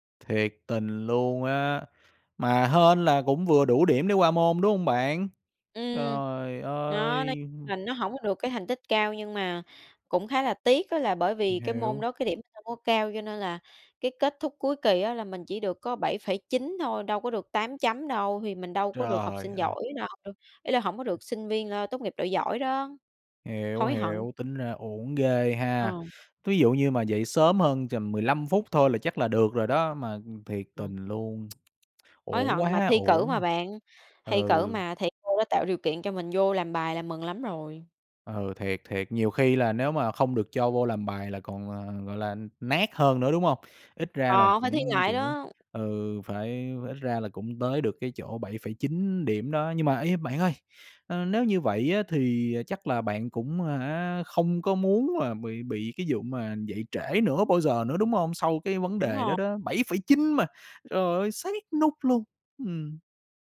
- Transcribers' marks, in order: other background noise; tapping; "tầm" said as "chầm"; tsk
- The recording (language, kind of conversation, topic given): Vietnamese, podcast, Bạn có mẹo nào để dậy sớm không?